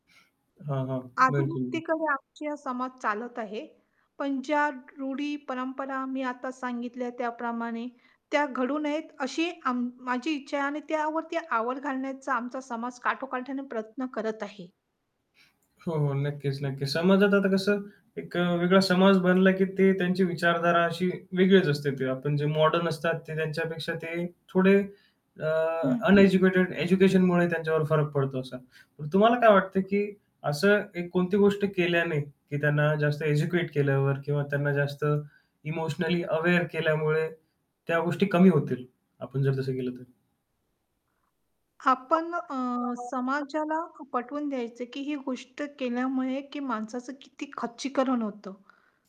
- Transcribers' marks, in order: static; tapping; distorted speech; unintelligible speech; other background noise; in English: "अवेअर"; unintelligible speech
- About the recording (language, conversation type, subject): Marathi, podcast, तुमच्या घरात एखादी गोड, विचित्र किंवा लाजिरवाणी परंपरा आहे का?